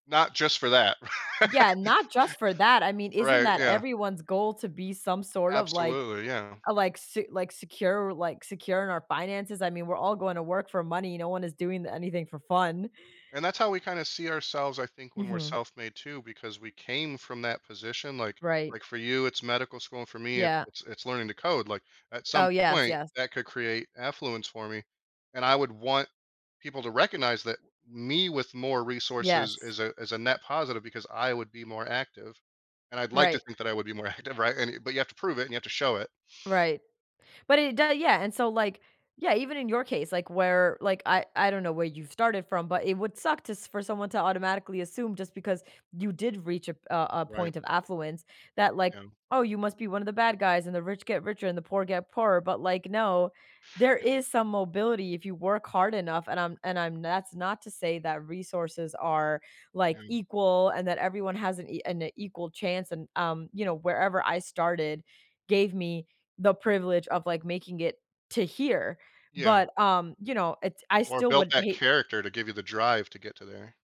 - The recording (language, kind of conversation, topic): English, unstructured, What responsibilities come with choosing whom to advocate for in society?
- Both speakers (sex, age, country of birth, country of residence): female, 30-34, United States, United States; male, 40-44, United States, United States
- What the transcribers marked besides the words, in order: chuckle; laughing while speaking: "acti"